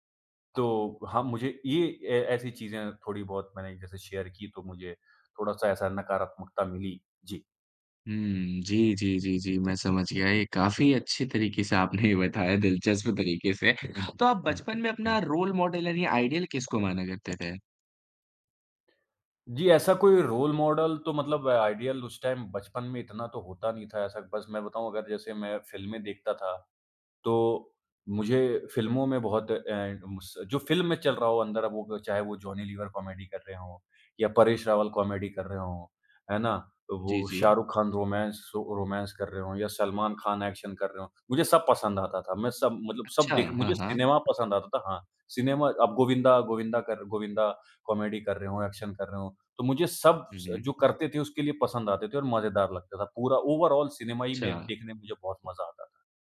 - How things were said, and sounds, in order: in English: "शेयर"; other background noise; laughing while speaking: "आपने ये बताया"; in English: "रोल मॉडल"; in English: "आइडियल"; tapping; in English: "रोल मॉडल"; in English: "आइडियल"; in English: "टाइम"; in English: "कॉमेडी"; in English: "कॉमेडी"; in English: "रोमांस"; in English: "रोमांस"; in English: "एक्शन"; in English: "कॉमेडी"; in English: "एक्शन"; in English: "ओवरआल"
- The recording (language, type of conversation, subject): Hindi, podcast, बचपन में आप क्या बनना चाहते थे और क्यों?